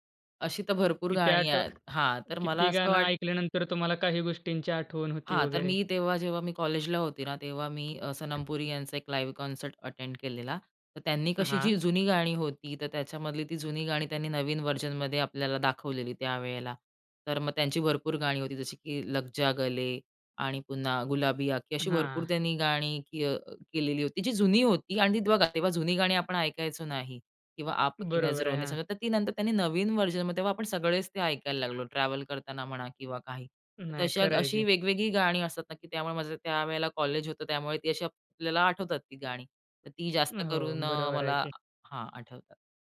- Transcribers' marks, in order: in English: "लाईव्ह कॉन्सर्ट अटेंड"; in English: "व्हर्जनमध्ये"; in Hindi: "लगजा गले"; in Hindi: "गुलाबी आखें"; in Hindi: "आप की नजरो ने समझा"; in English: "व्हर्जनमध्ये"; in English: "ट्रॅव्हल"
- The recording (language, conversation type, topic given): Marathi, podcast, मोबाईलमुळे संगीत शोधण्याचा अनुभव बदलला का?